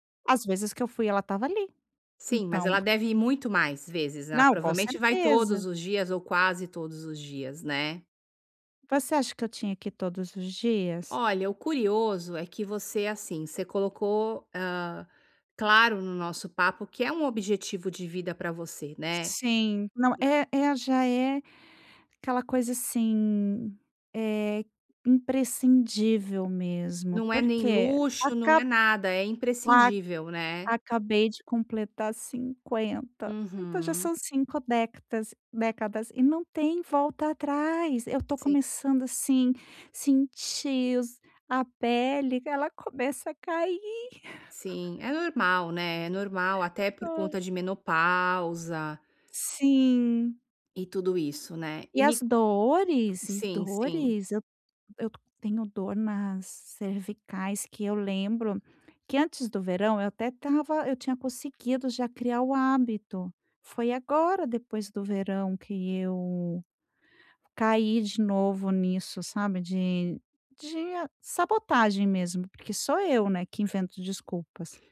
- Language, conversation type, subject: Portuguese, advice, Como posso manter a consistência nos meus hábitos quando sinto que estagnei?
- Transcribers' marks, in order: tapping; crying; other background noise